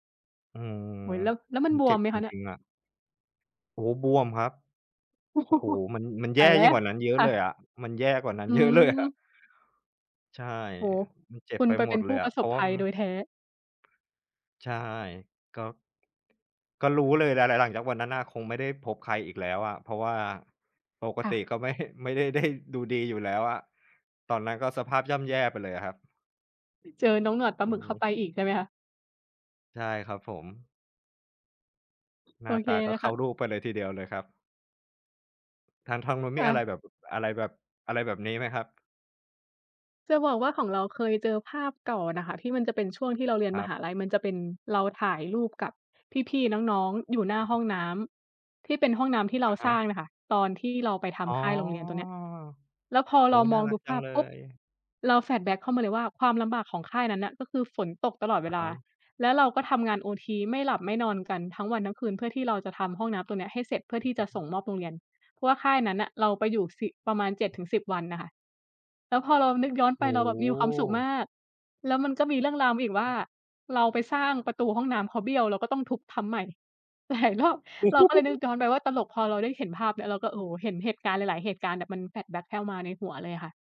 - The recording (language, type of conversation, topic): Thai, unstructured, ภาพถ่ายเก่าๆ มีความหมายกับคุณอย่างไร?
- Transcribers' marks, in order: chuckle; laughing while speaking: "เยอะเลยอะ"; laughing while speaking: "ได้"; drawn out: "อ๋อ"; in English: "flashback"; laughing while speaking: "หลายรอบ"; chuckle; in English: "flashback"